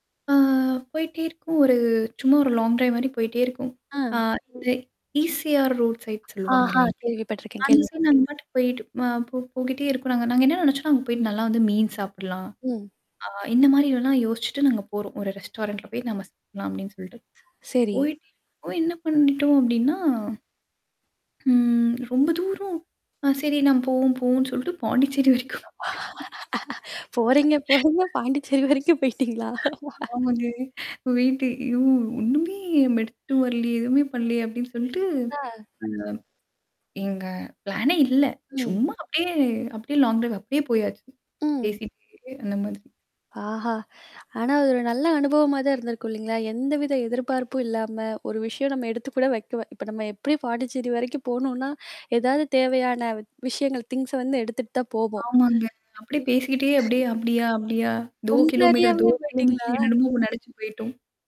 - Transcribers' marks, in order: static; in English: "லாங் டிரைவ்"; mechanical hum; tapping; in English: "ரோட் சைட்"; distorted speech; in English: "ரெஸ்டாரண்ட்டில"; other background noise; laughing while speaking: "பாண்டிச்சேரி வரைக்கும்"; laughing while speaking: "போறீங்க, போறீங்க. பாண்டிச்சேரி வரைக்கும் போயிட்டீங்களா?"; other noise; laugh; laughing while speaking: "ஆமாங்க. வெயிட் ஐயோ! ஒண்ணுமே"; in English: "வெயிட்"; in English: "பிளான்னே"; in English: "லாங் டிரைவ்"; in English: "திங்ஸை"; laughing while speaking: "உங்களை அறியாமேயே போயிட்டீங்களா?"
- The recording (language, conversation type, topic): Tamil, podcast, வார இறுதி அல்லது விடுமுறை நாட்களை நீங்கள் குடும்பமாக எப்படிச் செலவிடுகிறீர்கள்?